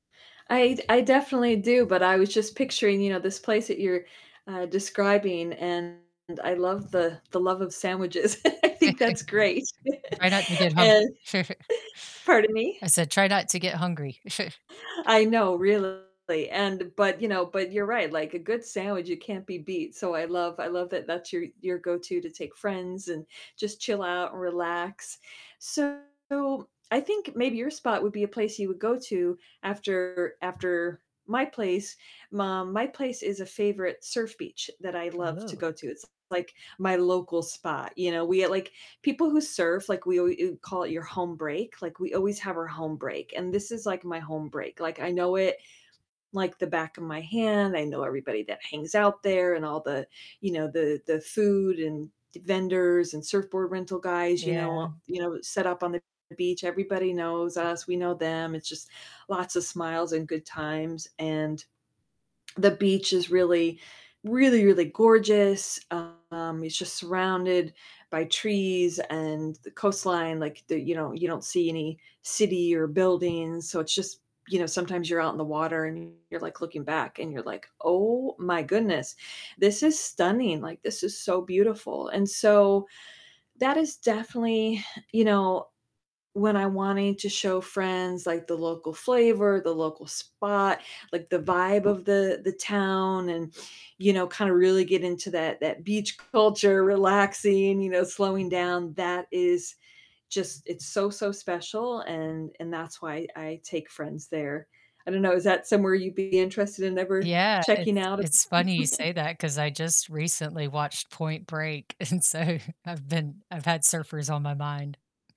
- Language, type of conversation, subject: English, unstructured, Which local places do you love sharing with friends to feel closer and make lasting memories?
- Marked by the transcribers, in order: distorted speech; other background noise; chuckle; laugh; chuckle; laugh; chuckle; chuckle; tapping; laugh; background speech; laughing while speaking: "and so"